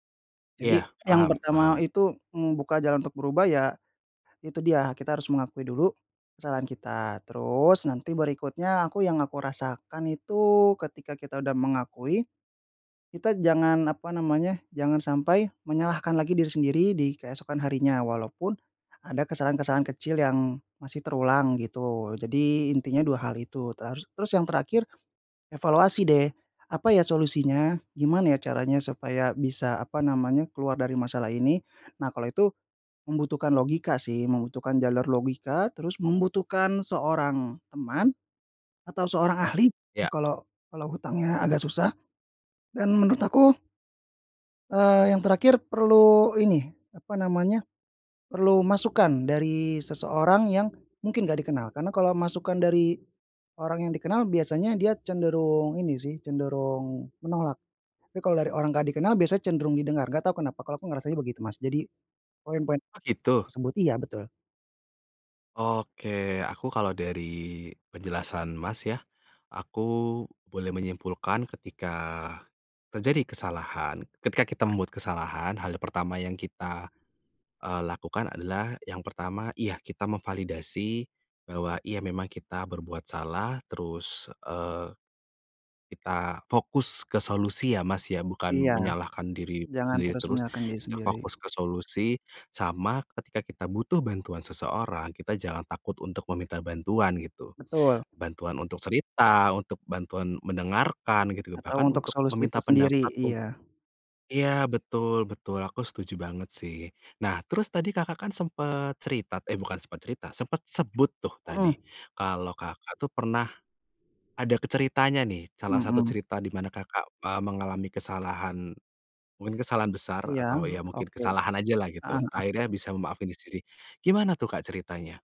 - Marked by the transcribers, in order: other background noise; tapping
- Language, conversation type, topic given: Indonesian, podcast, Bagaimana kamu belajar memaafkan diri sendiri setelah membuat kesalahan besar?